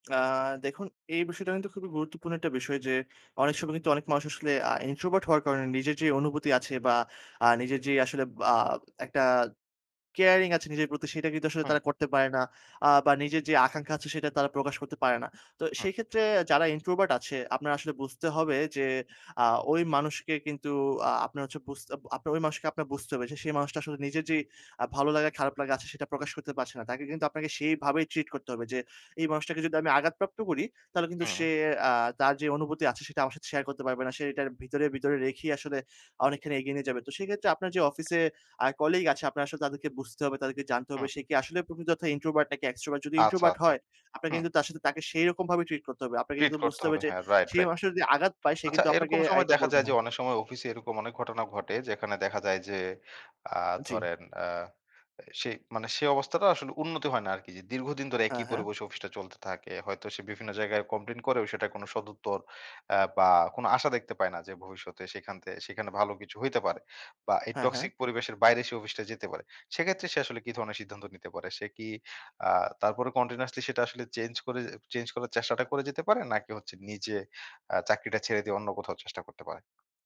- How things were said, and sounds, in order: in English: "introvert"; in English: "introvert"; "আঘাতপ্রাপ্ত" said as "আগাতপ্রাপ্ত"; tapping; other background noise; in English: "introvert"; in English: "extrovert"; in English: "introvert"; in English: "continuously"
- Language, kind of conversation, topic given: Bengali, podcast, অফিসে বিষাক্ত আচরণের মুখে পড়লে আপনি কীভাবে পরিস্থিতি সামলান?